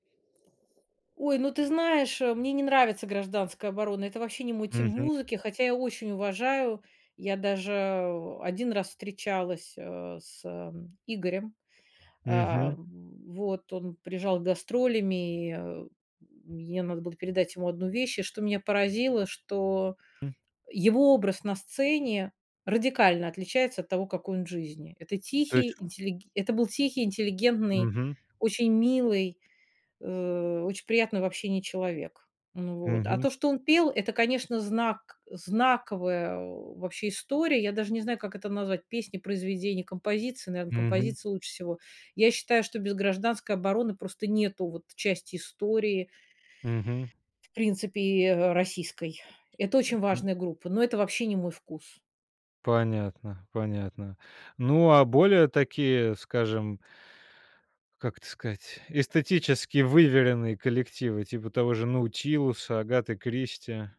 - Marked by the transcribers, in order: other background noise
- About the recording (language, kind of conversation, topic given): Russian, podcast, Как музыка помогает тебе справляться с эмоциями?